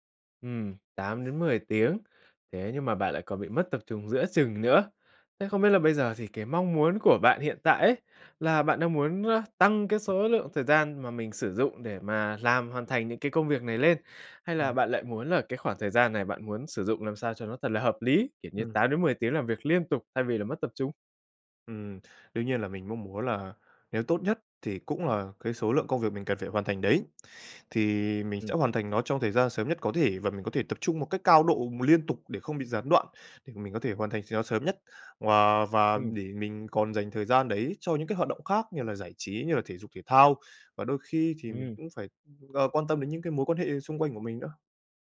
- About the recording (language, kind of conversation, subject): Vietnamese, advice, Làm thế nào để bớt bị gián đoạn và tập trung hơn để hoàn thành công việc?
- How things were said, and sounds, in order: other background noise; tapping